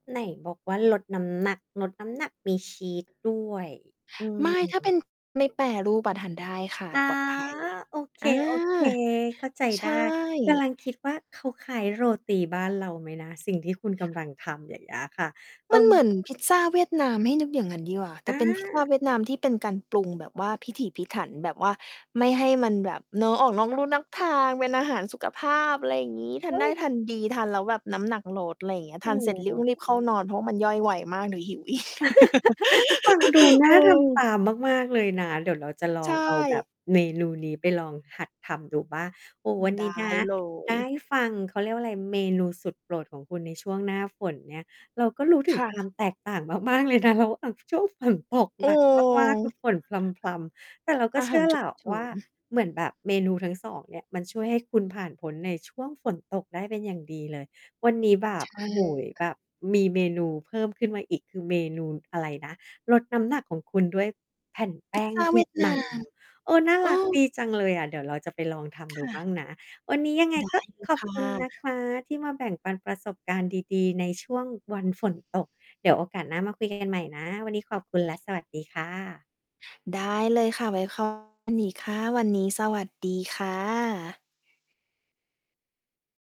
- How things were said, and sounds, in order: distorted speech; laugh; laughing while speaking: "เลยนะคะว่า"; other noise
- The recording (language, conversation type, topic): Thai, podcast, เวลาฝนตก คุณชอบกินอะไรที่สุด เพราะอะไรถึงทำให้รู้สึกอบอุ่น?